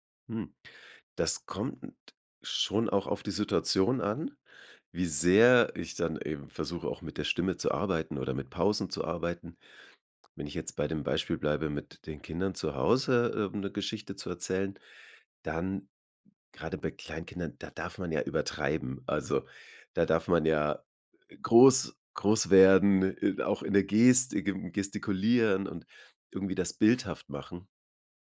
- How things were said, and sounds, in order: none
- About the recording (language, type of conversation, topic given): German, podcast, Wie baust du Nähe auf, wenn du eine Geschichte erzählst?